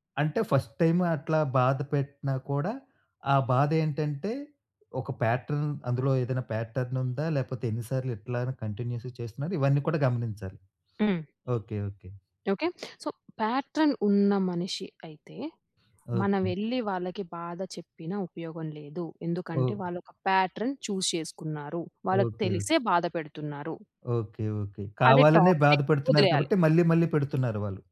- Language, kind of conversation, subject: Telugu, podcast, ఎవరి బాధను నిజంగా అర్థం చేసుకున్నట్టు చూపించాలంటే మీరు ఏ మాటలు అంటారు లేదా ఏం చేస్తారు?
- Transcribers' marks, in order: in English: "ఫస్ట్ టైమ్"; in English: "ప్యాట్రన్"; in English: "ప్యాట్రన్"; in English: "కంటిన్యూయస్‌గా"; in English: "సో, ప్యాట్రన్"; in English: "ప్యాట్రన్ చూజ్"; in English: "టాక్సిక్"